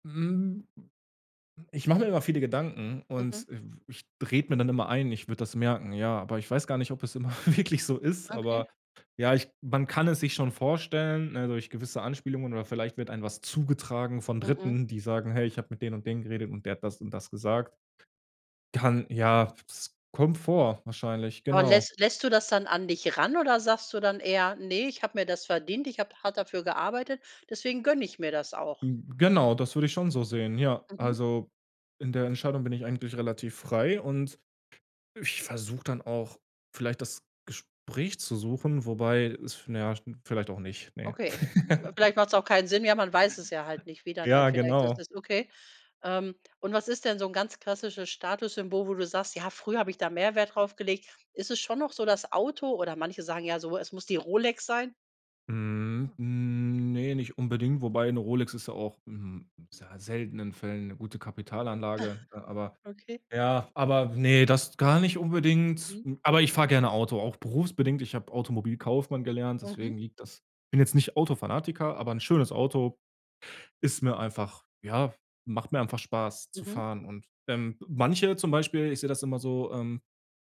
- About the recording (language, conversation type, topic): German, podcast, Wie beeinflusst Geld dein Gefühl von Erfolg?
- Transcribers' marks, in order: other noise; laughing while speaking: "wirklich"; other background noise; chuckle; drawn out: "Ne"; snort